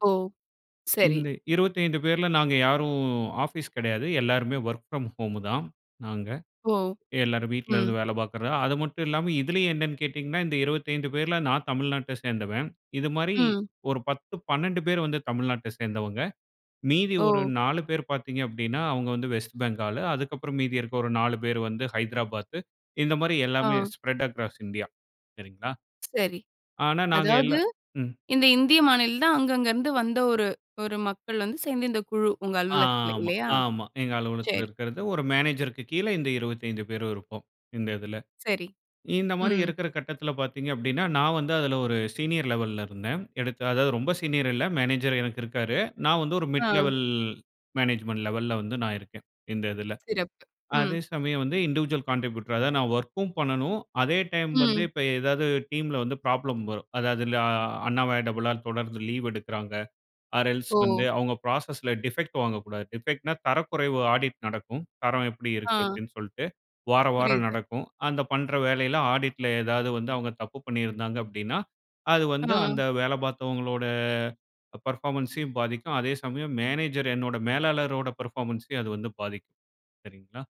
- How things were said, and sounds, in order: in English: "ஒர்க் ஃப்ரம் ஹோமு"; in English: "ஸ்ப்ரெட் அக்ராஸ் இண்டியா"; in English: "சீனியர் லெவல்‌ல"; in English: "சீனியர்"; in English: "மிட் லெவல் மேனேஜ்மென்ட் லெவல்‌ல"; in English: "இன்டிவிஜுவல் கான்ட்ரிபியூட்டர்"; in English: "ஒர்க்கும்"; in English: "டீம்ல"; in English: "ப்ராப்ளம்"; in English: "அன்வாய்டபுளா"; in English: "ஆர் எல்ஸ்"; in English: "ப்ராசஸ்ல டிஃபெக்ட்"; in English: "டிஃபெக்ட்னா"; in English: "ஆடிட்ல"; in English: "பெர்ஃபார்மன்ஸையும்"; in English: "பெர்ஃபார்மன்ஸையும்"
- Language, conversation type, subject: Tamil, podcast, குழுவில் ஒத்துழைப்பை நீங்கள் எப்படிப் ஊக்குவிக்கிறீர்கள்?